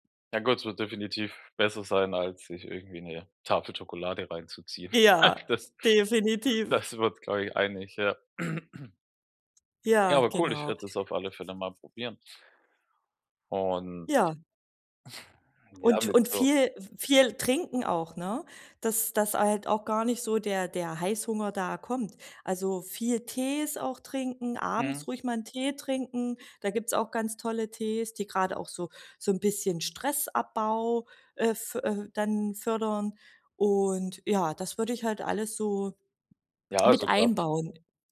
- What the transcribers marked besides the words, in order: snort; throat clearing; chuckle
- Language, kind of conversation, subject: German, advice, Wie kann ich meinen Zuckerkonsum senken und weniger verarbeitete Lebensmittel essen?
- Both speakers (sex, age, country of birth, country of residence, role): female, 40-44, Germany, Germany, advisor; male, 35-39, Germany, Germany, user